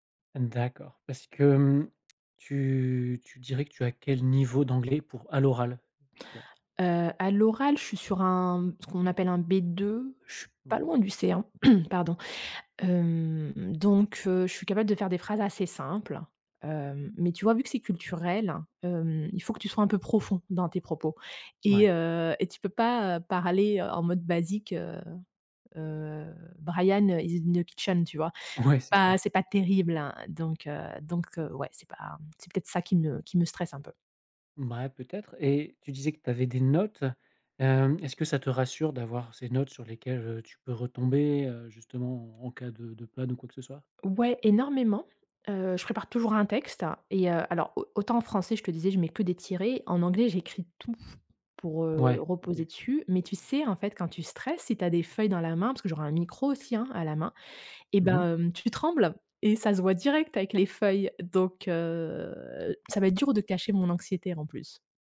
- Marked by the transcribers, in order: throat clearing; stressed: "profond"; in English: "Brian is in the kitchen"; laughing while speaking: "Ouais"; stressed: "notes"; stressed: "sais"
- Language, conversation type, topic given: French, advice, Comment décririez-vous votre anxiété avant de prendre la parole en public ?